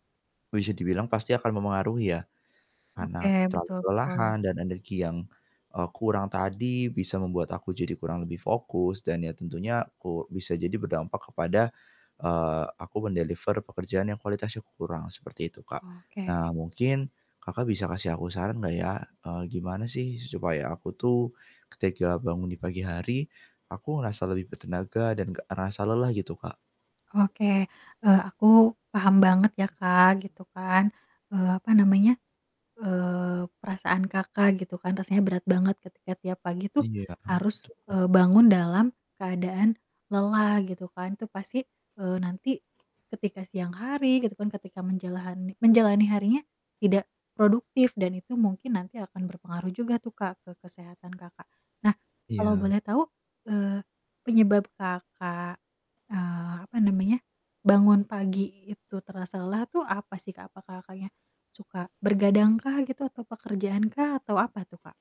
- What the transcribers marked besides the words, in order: static; distorted speech; in English: "men-deliver"; tapping
- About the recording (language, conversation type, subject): Indonesian, advice, Bagaimana cara agar saya bisa bangun pagi dengan lebih berenergi dan tidak merasa lelah?
- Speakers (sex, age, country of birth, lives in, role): female, 30-34, Indonesia, Indonesia, advisor; male, 25-29, Indonesia, Indonesia, user